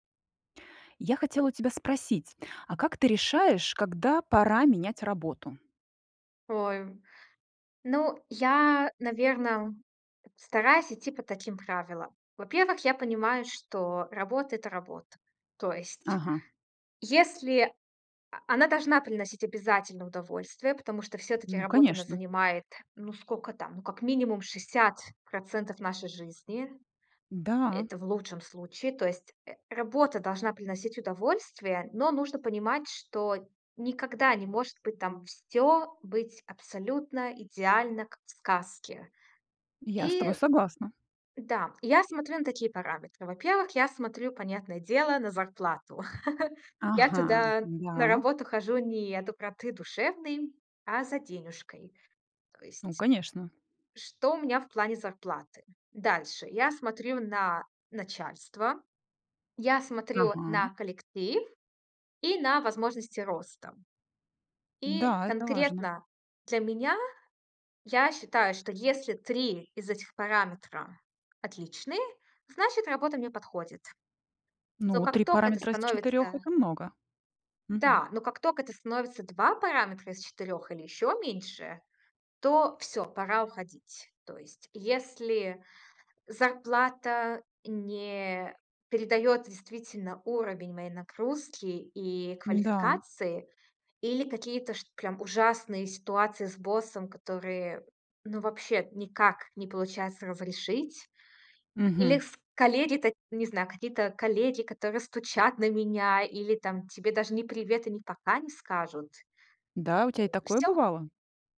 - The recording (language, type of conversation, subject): Russian, podcast, Как понять, что пора менять работу?
- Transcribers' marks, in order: other background noise; chuckle; tapping